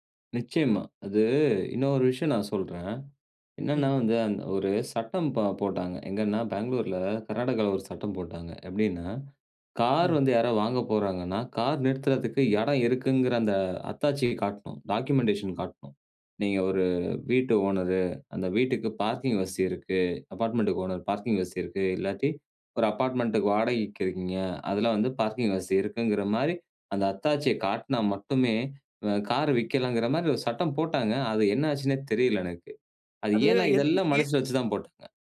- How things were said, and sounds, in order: in English: "டாக்குமெண்டேஷன்"; in English: "அபார்ட்மெண்டுக்கு ஓனர் பார்க்கிங்"; in English: "அபார்ட்மெண்டுக்கு"
- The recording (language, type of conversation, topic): Tamil, podcast, மழையுள்ள ஒரு நாள் உங்களுக்கு என்னென்ன பாடங்களைக் கற்றுத்தருகிறது?